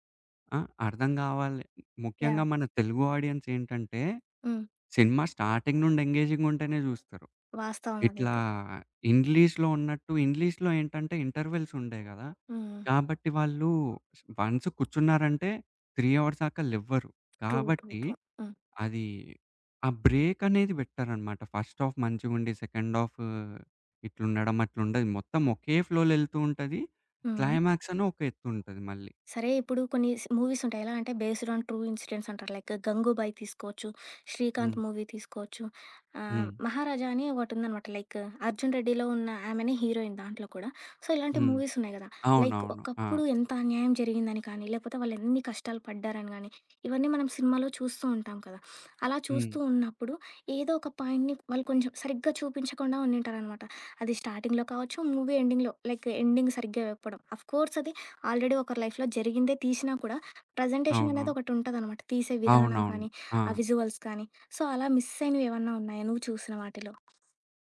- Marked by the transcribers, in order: in English: "ఆడియన్స్"; in English: "స్టార్టింగ్"; in English: "ఎంగేజింగ్‌గా"; in English: "ఇంగ్లీష్‌లో"; in English: "ఇంగ్లీష్‌లో"; in English: "ఇంటర్వల్స్"; other background noise; in English: "వన్స్"; in English: "త్రీ హవర్స్"; in English: "ట్రూ. ట్రూ. ట్రూ"; in English: "బ్రేక్"; in English: "ఫస్ట్ హాఫ్"; in English: "సెకండ్"; in English: "ఫ్లో‌లో"; in English: "క్లైమాక్స్"; in English: "మూవీస్"; in English: "బేస్డ్ ఆన్ ట్రూ ఇన్సిడెంట్స్"; in English: "లైక్"; in English: "మూవీ"; in English: "లైక్"; in English: "సో"; in English: "మూవీస్"; in English: "లైక్"; sniff; in English: "పాయింట్‌ని"; in English: "స్టార్టింగ్‌లో"; in English: "మూవీ ఎండింగ్‌లో, లైక్ ఎండింగ్"; in English: "ఆఫ్‌కోర్స్"; in English: "ఆల్రెడీ"; in English: "లైఫ్‌లో"; in English: "ప్రజెంటేషన్"; in English: "విజువల్స్"; in English: "సో"; in English: "మిస్"
- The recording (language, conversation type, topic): Telugu, podcast, సినిమా ముగింపు ప్రేక్షకుడికి సంతృప్తిగా అనిపించాలంటే ఏమేం విషయాలు దృష్టిలో పెట్టుకోవాలి?